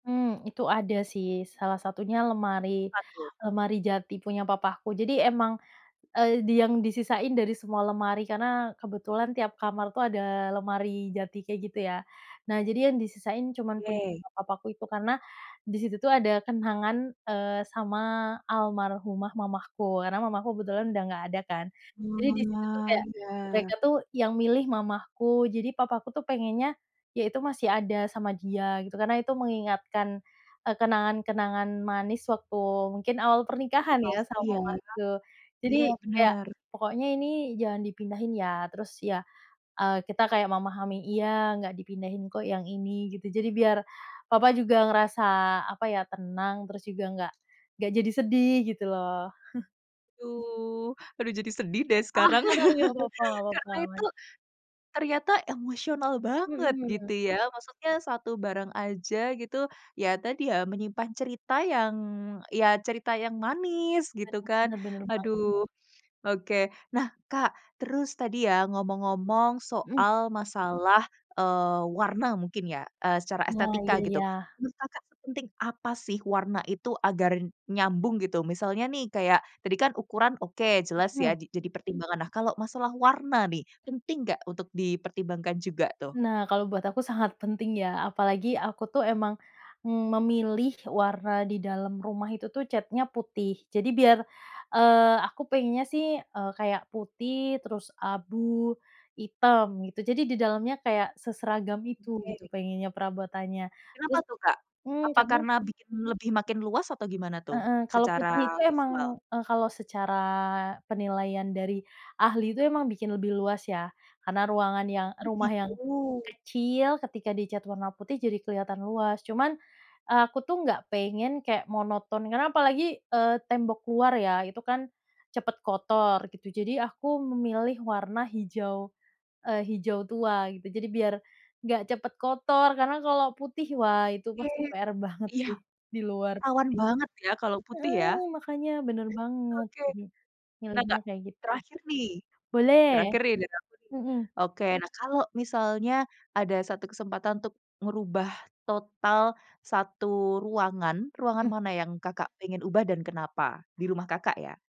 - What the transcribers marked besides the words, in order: tapping; chuckle; laughing while speaking: "sekarang"; laughing while speaking: "Ah"; laugh; other background noise
- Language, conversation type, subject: Indonesian, podcast, Apa saja pertimbanganmu saat memilih perabot untuk ruang kecil?